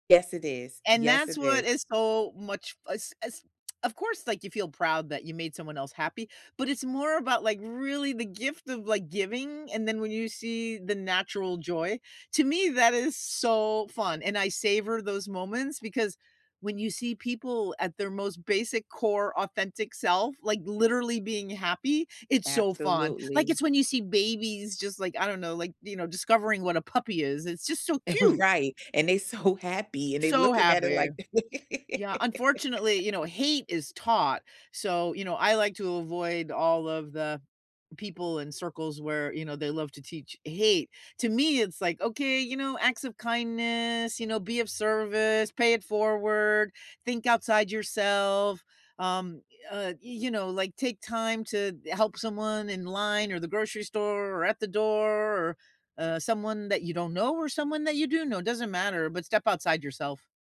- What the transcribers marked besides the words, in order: tsk; stressed: "so"; chuckle; laugh
- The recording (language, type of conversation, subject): English, unstructured, What recently made you feel unexpectedly proud, and how did you share or savor that moment?